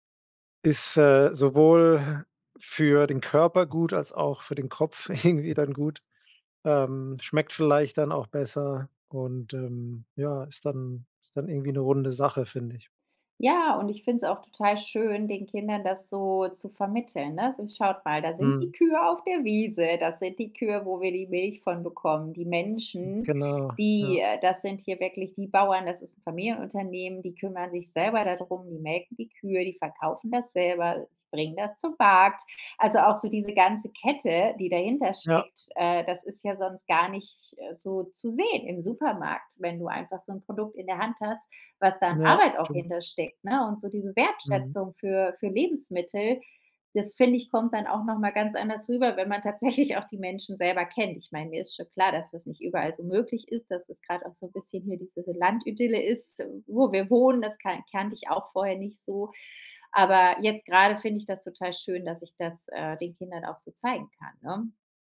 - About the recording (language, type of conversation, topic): German, podcast, Wie planst du deine Ernährung im Alltag?
- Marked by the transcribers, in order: laughing while speaking: "irgendwie"; other noise; laughing while speaking: "tatsächlich"; other background noise